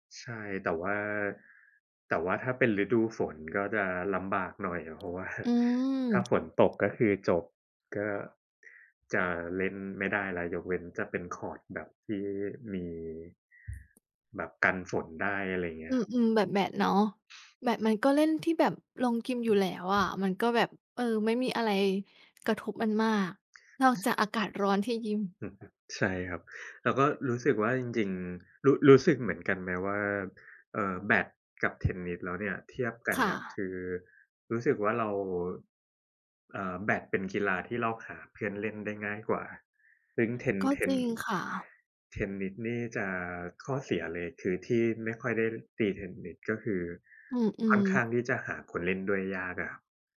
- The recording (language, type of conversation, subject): Thai, unstructured, การออกกำลังกายช่วยให้จิตใจแจ่มใสขึ้นได้อย่างไร?
- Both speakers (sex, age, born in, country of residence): female, 30-34, Thailand, Thailand; male, 30-34, Thailand, Thailand
- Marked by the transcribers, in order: tapping; laughing while speaking: "เพราะว่า"; "โรงยิม" said as "โรงกิม"